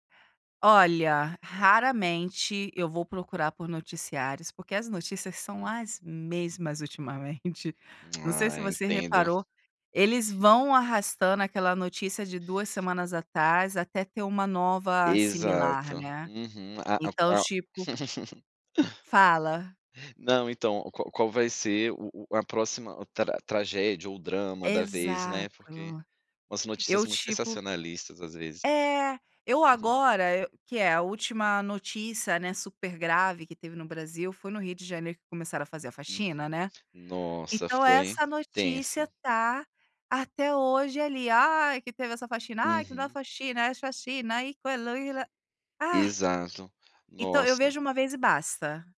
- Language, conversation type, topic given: Portuguese, podcast, O que não pode faltar no seu ritual antes de dormir?
- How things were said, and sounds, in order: tongue click; laugh; unintelligible speech